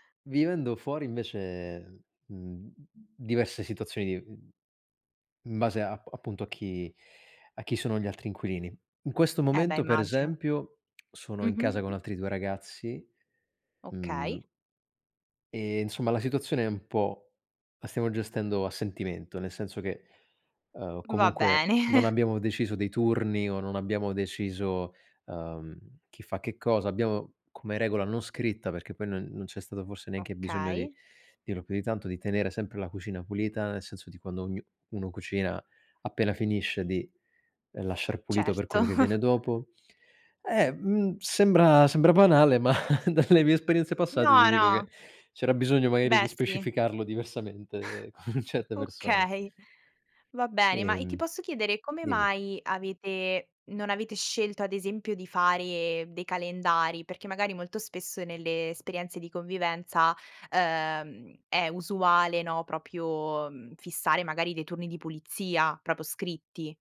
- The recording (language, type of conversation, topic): Italian, podcast, Come vi organizzate per dividervi le responsabilità domestiche e le faccende in casa?
- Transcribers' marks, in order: chuckle; chuckle; chuckle; chuckle; laughing while speaking: "Okay"; "proprio" said as "propio"; "proprio" said as "propio"